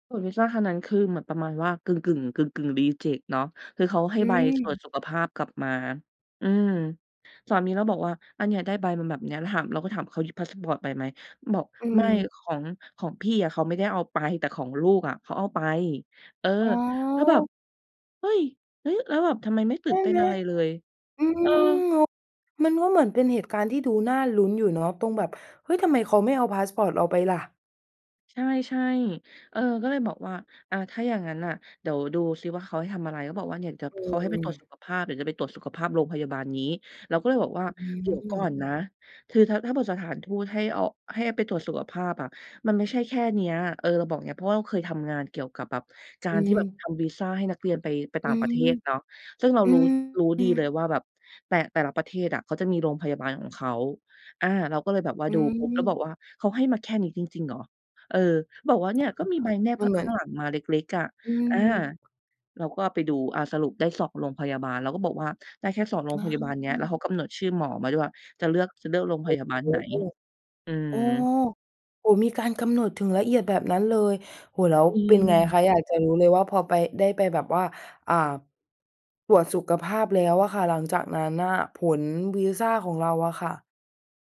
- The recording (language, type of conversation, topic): Thai, podcast, การเดินทางครั้งไหนที่ทำให้คุณมองโลกเปลี่ยนไปบ้าง?
- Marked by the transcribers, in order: in English: "รีเจกต์"; other background noise